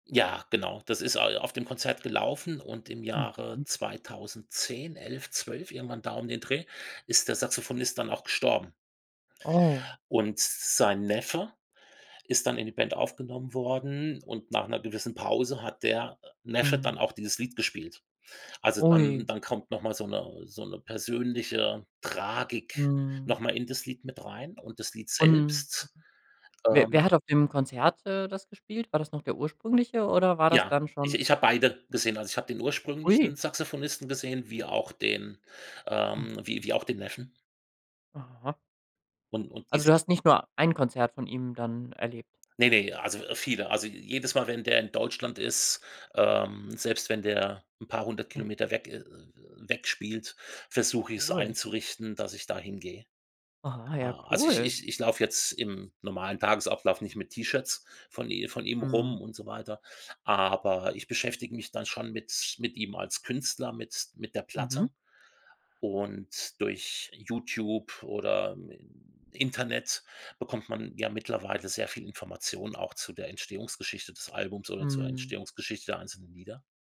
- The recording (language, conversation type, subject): German, podcast, Welches Album würdest du auf eine einsame Insel mitnehmen?
- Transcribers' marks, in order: other background noise; snort